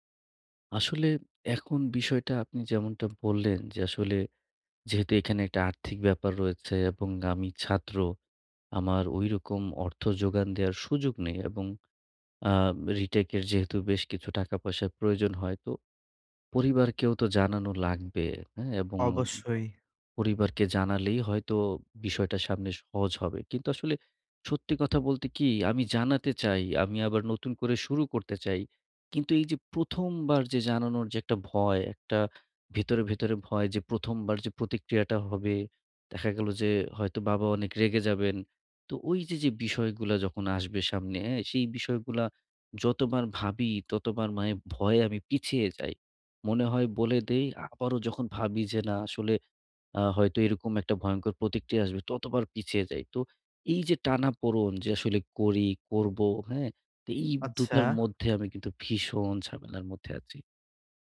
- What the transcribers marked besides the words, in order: tapping; other background noise
- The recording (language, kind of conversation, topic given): Bengali, advice, চোট বা ব্যর্থতার পর আপনি কীভাবে মানসিকভাবে ঘুরে দাঁড়িয়ে অনুপ্রেরণা বজায় রাখবেন?